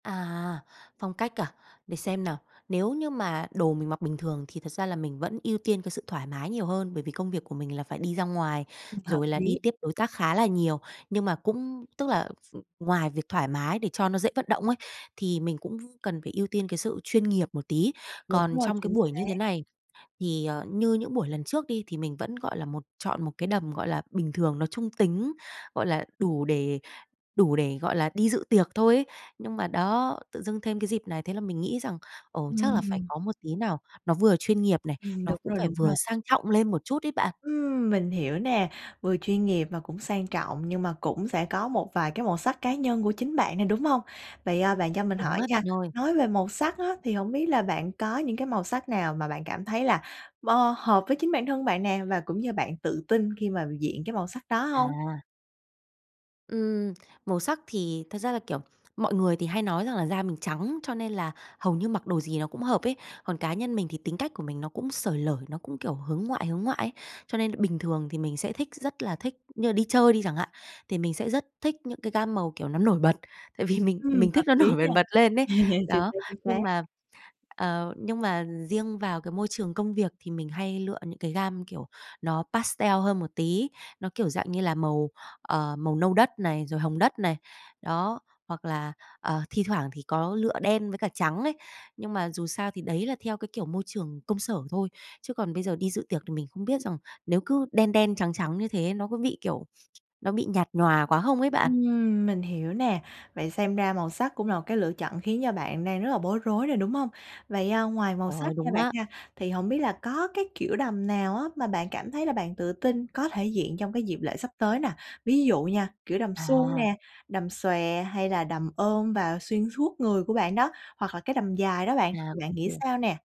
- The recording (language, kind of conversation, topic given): Vietnamese, advice, Mình nên mặc gì để trông phù hợp và tự tin?
- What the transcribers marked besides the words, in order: tapping; laughing while speaking: "Ừm"; other background noise; laugh; laughing while speaking: "mình"; laughing while speaking: "nổi"; in English: "pastel"